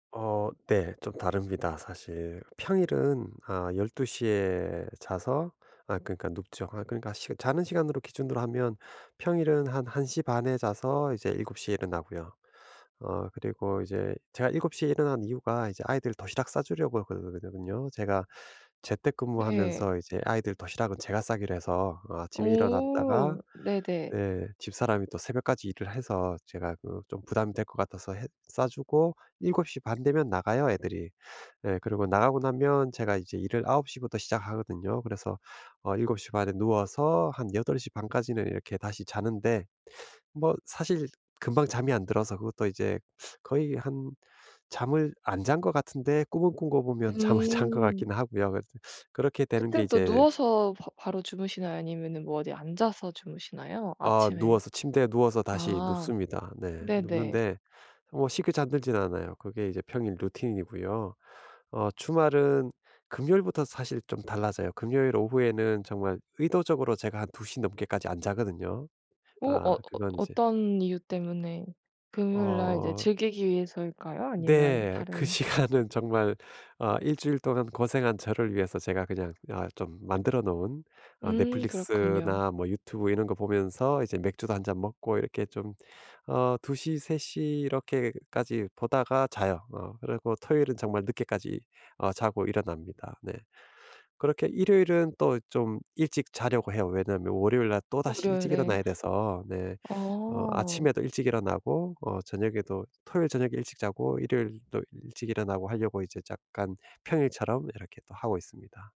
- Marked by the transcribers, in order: other background noise; laughing while speaking: "잠을 잔"; tapping; laughing while speaking: "시간은"
- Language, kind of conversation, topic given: Korean, advice, 일관된 수면 습관을 어떻게 만들고 저녁 루틴을 꾸준히 지킬 수 있을까요?